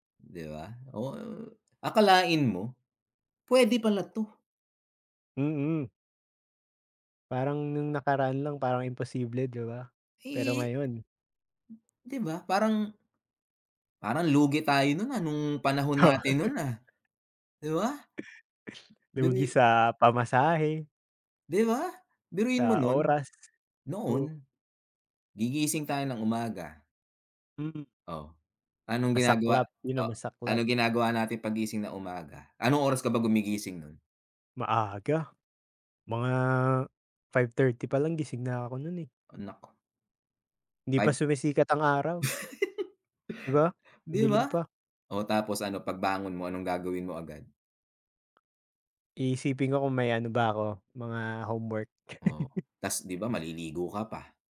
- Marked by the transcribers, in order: chuckle; chuckle; giggle; chuckle
- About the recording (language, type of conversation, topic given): Filipino, unstructured, Paano nagbago ang paraan ng pag-aaral dahil sa mga plataporma sa internet para sa pagkatuto?